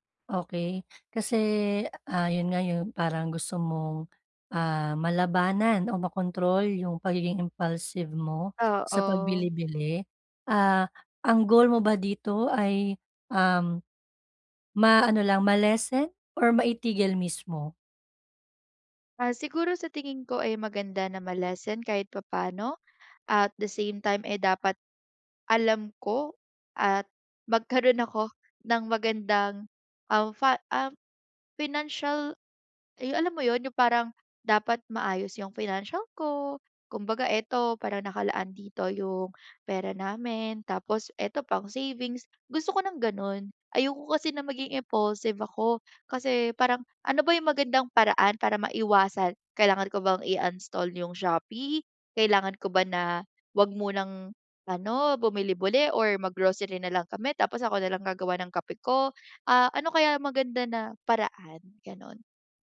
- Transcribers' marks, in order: laughing while speaking: "magkaroon"
- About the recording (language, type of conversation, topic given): Filipino, advice, Paano ko makokontrol ang impulsibong kilos?